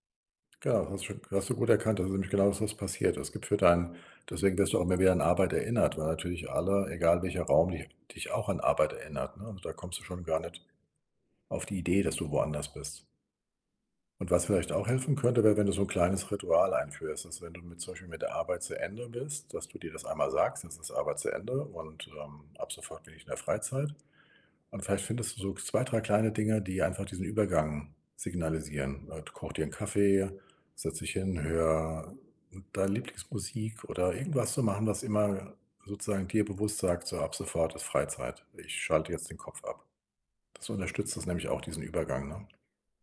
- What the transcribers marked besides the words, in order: none
- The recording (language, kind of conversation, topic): German, advice, Warum fällt es mir schwer, zu Hause zu entspannen und loszulassen?